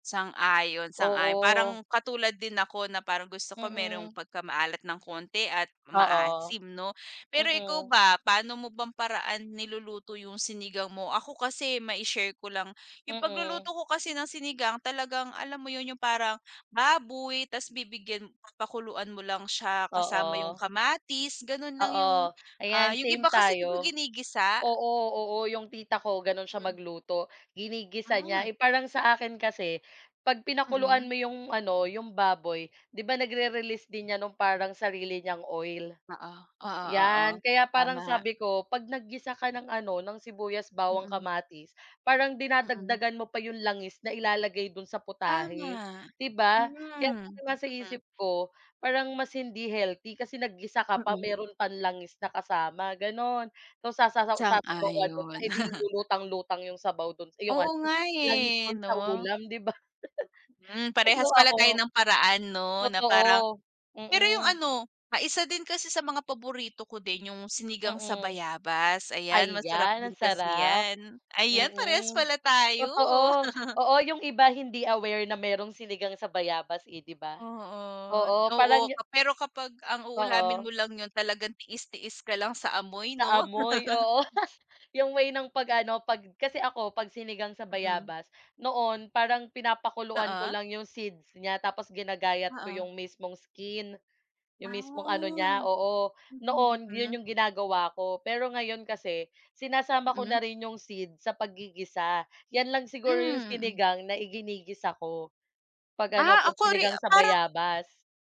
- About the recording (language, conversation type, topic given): Filipino, unstructured, Mayroon ka bang pagkaing pampagaan ng loob kapag malungkot ka?
- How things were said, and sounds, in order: chuckle; chuckle; chuckle; chuckle